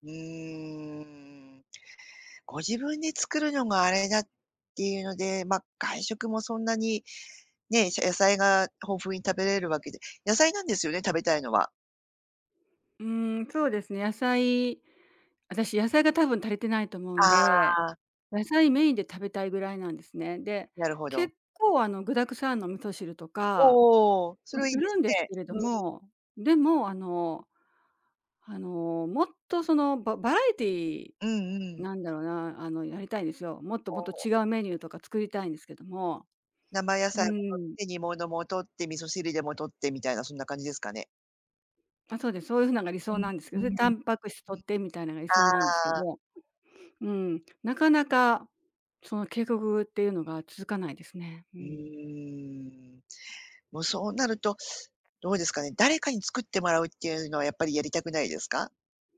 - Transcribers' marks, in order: drawn out: "うーん"; tapping; unintelligible speech
- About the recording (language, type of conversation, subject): Japanese, advice, 食事計画を続けられないのはなぜですか？